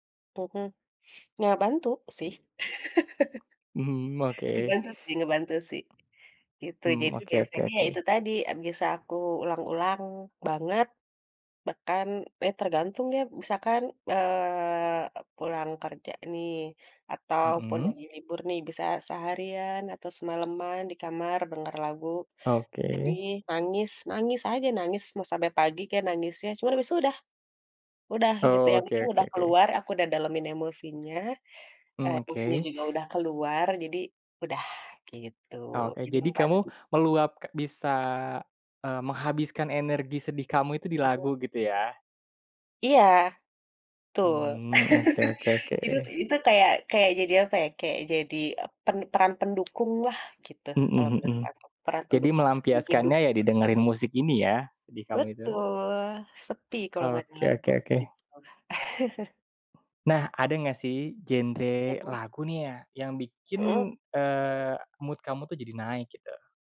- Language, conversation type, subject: Indonesian, podcast, Bagaimana musik membantu kamu menghadapi stres atau kesedihan?
- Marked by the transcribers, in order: laugh; tapping; unintelligible speech; other background noise; chuckle; in English: "mood"